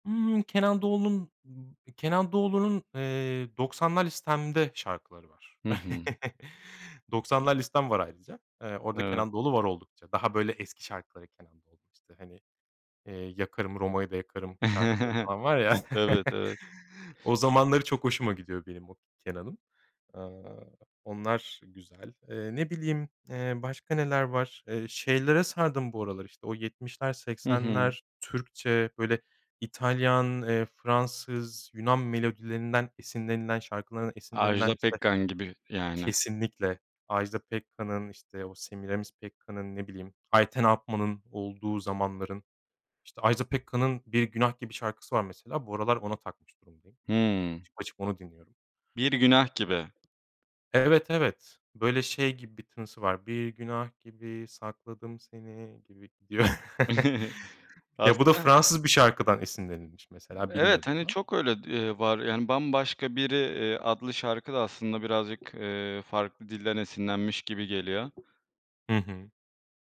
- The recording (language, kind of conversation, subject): Turkish, podcast, Müzik sana ne hissettiriyor ve hangi türleri seviyorsun?
- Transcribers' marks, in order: other background noise; chuckle; chuckle; tapping; chuckle; unintelligible speech; singing: "Bir Günah Gibi sakladım seni gibi"; unintelligible speech; chuckle